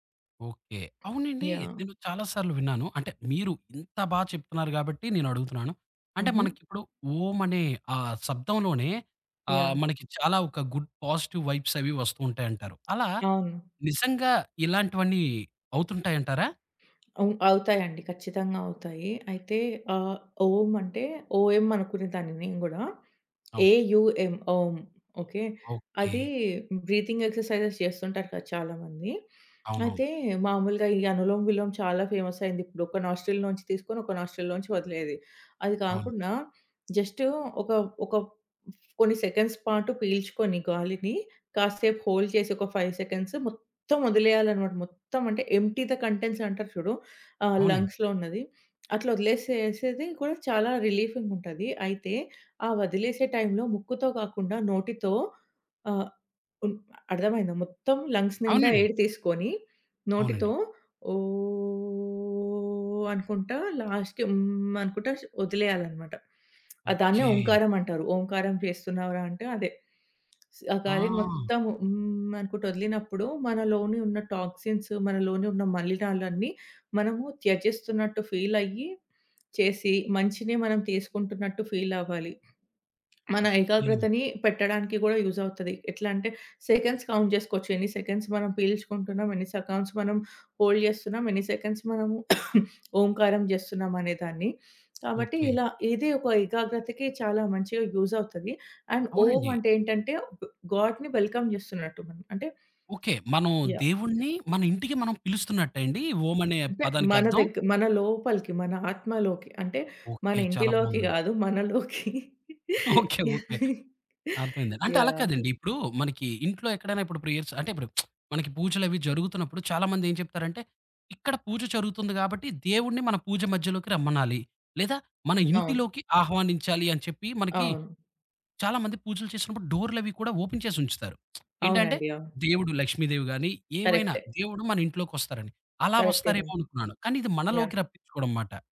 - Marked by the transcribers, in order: tapping; in English: "గుడ్ పాజిటివ్ వైబ్స్"; other background noise; in English: "ఏ.యూ. యమ్"; in English: "బ్రీతింగ్ ఎక్సర్‌సైజెస్"; in English: "అనులోం, విలోం"; in English: "నాస్టిల్‌లోంచి"; in English: "నాస్టిల్‌లోంచి"; in English: "సెకండ్స్"; in English: "హోల్డ్"; in English: "ఫైవ్ సెకండ్స్"; in English: "ఎంప్టీ ద కంటెంట్స్"; in English: "లంగ్స్‌లో"; in English: "లంగ్స్"; in English: "ఎయిర్"; drawn out: "ఓ!"; in English: "లాస్ట్‌కి"; in English: "టాక్సిన్స్"; in English: "సెకండ్స్ కౌంట్"; in English: "సెకండ్స్"; in English: "సెకండ్స్"; in English: "హోల్డ్"; in English: "సెకండ్స్"; cough; in English: "అండ్"; in English: "గాడ్‌ని వెల్కమ్"; laughing while speaking: "ఓకే. ఓకే"; laughing while speaking: "మనలోకి"; chuckle; in English: "ప్రేయర్స్"; lip smack; in English: "డోర్‌లవి"; in English: "ఓపెన్"; lip smack
- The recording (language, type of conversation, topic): Telugu, podcast, మీ ఇంట్లో పూజ లేదా ఆరాధనను సాధారణంగా ఎలా నిర్వహిస్తారు?